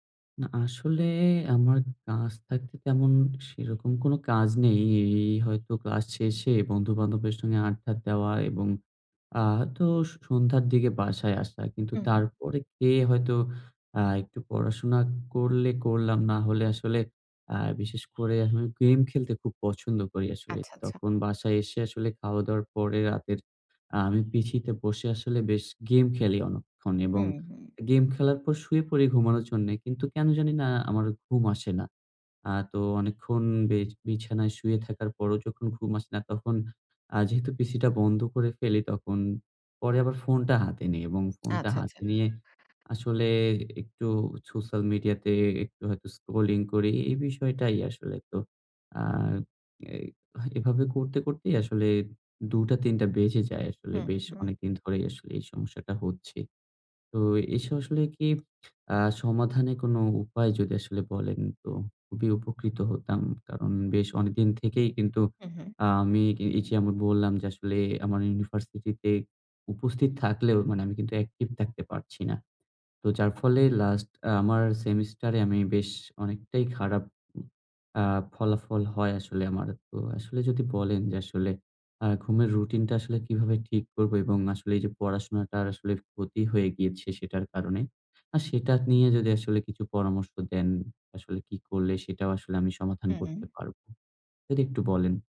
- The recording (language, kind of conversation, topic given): Bengali, advice, ঘুম থেকে ওঠার পর কেন ক্লান্ত লাগে এবং কীভাবে আরো তরতাজা হওয়া যায়?
- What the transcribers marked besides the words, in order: horn; tapping; other background noise